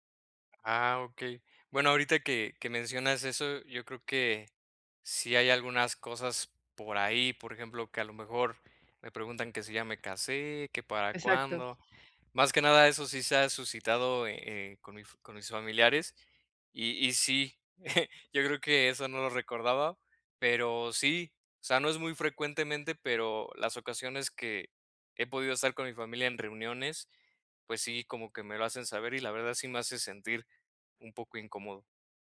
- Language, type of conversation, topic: Spanish, advice, ¿Cómo puedo dejar de tener miedo a perderme eventos sociales?
- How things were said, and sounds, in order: chuckle